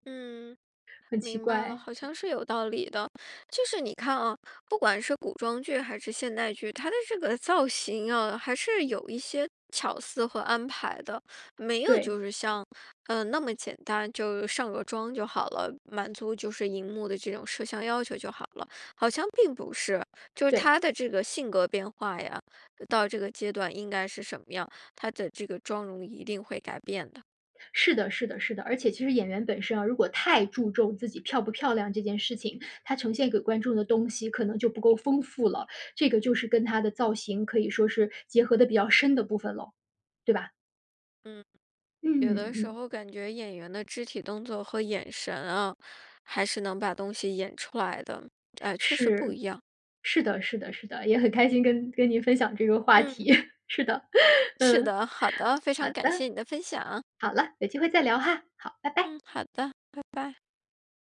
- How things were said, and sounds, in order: laugh
- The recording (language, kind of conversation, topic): Chinese, podcast, 你对哪部电影或电视剧的造型印象最深刻？